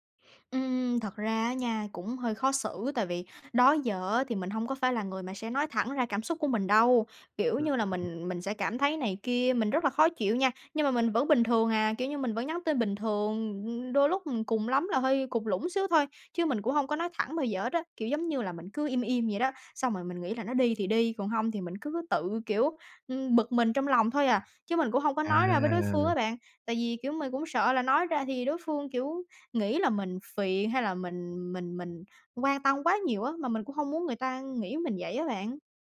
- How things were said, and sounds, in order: tapping
- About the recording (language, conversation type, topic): Vietnamese, advice, Làm sao đối diện với cảm giác nghi ngờ hoặc ghen tuông khi chưa có bằng chứng rõ ràng?